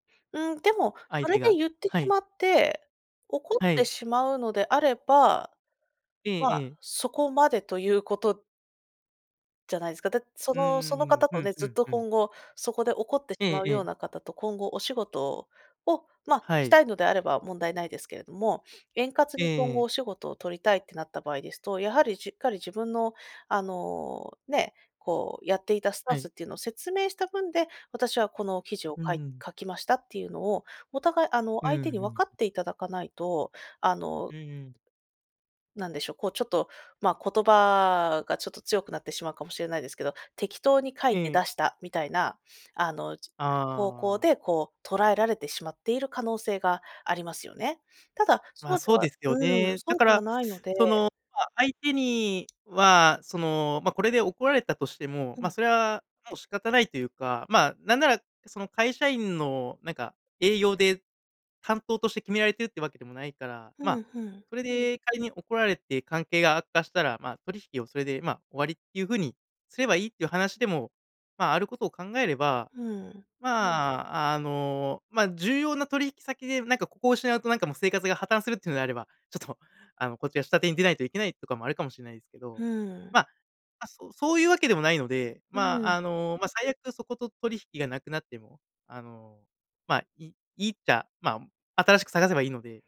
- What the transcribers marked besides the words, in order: other background noise
- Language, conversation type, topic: Japanese, advice, 初めての顧客クレーム対応で動揺している